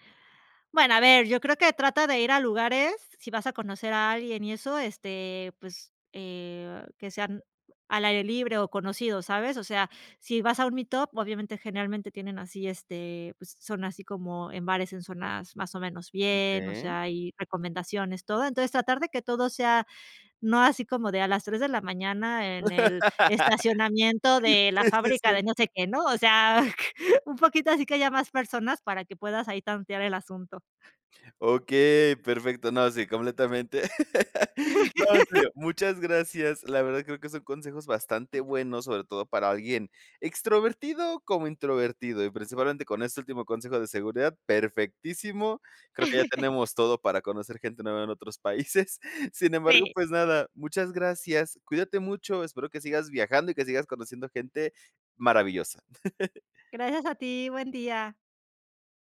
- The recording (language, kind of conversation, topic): Spanish, podcast, ¿Qué consejos darías para empezar a conocer gente nueva?
- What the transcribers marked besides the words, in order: in English: "meetup"; laugh; laughing while speaking: "Sí, sí, sí"; chuckle; laugh; chuckle; laughing while speaking: "países"; chuckle